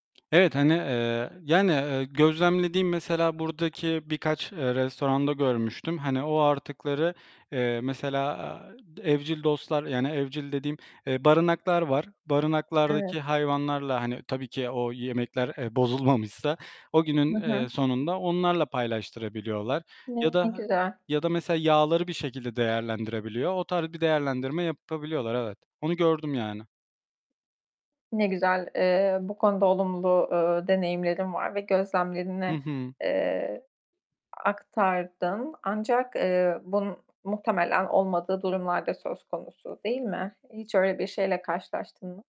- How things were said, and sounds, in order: other background noise; tapping; static; distorted speech
- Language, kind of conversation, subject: Turkish, podcast, Haftalık yemek hazırlığını nasıl organize ediyorsun?